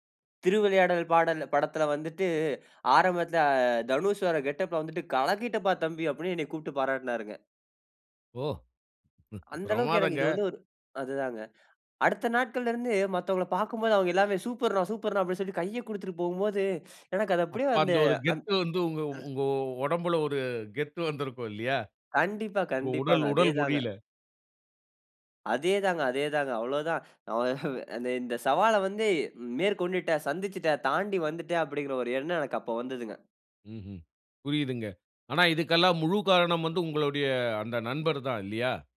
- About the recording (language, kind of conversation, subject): Tamil, podcast, பெரிய சவாலை எப்படி சமாளித்தீர்கள்?
- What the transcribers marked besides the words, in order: inhale; other background noise; inhale; teeth sucking; other noise; inhale; chuckle